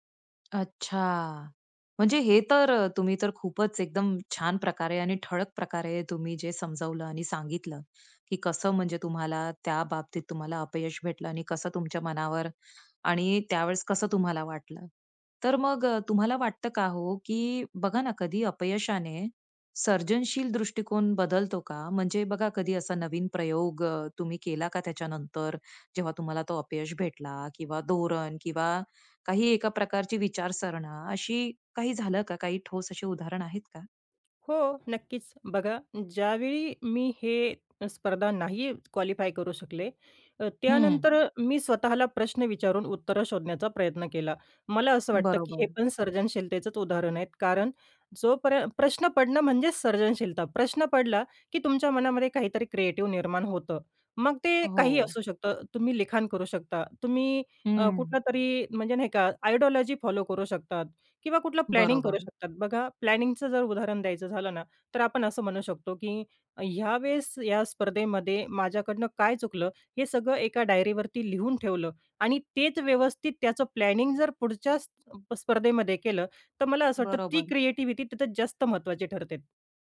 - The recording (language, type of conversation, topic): Marathi, podcast, अपयशामुळे सर्जनशील विचारांना कोणत्या प्रकारे नवी दिशा मिळते?
- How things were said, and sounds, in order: tapping; "विचारसरणी" said as "विचारसरणा"; in English: "आयडियॉलॉजी फॉलो"